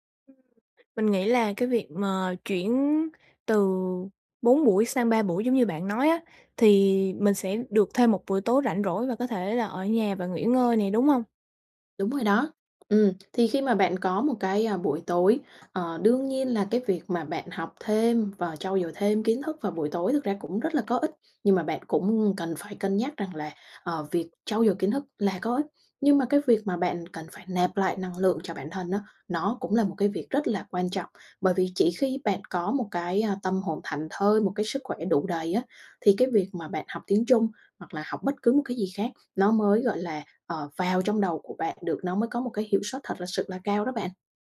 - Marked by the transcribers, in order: tapping; other background noise
- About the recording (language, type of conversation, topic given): Vietnamese, advice, Làm sao để không còn cảm thấy vội vàng và thiếu thời gian vào mỗi buổi sáng?